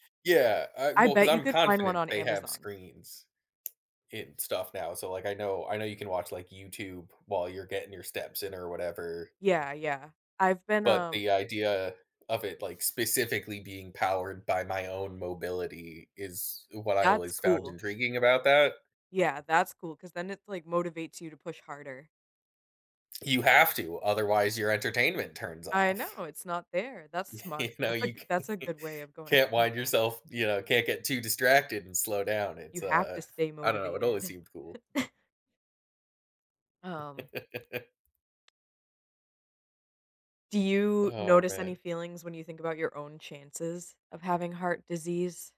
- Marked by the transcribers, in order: other background noise; laughing while speaking: "You know, you c"; chuckle; cough; laugh
- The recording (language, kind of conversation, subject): English, unstructured, What fears come up when you think about heart disease risk?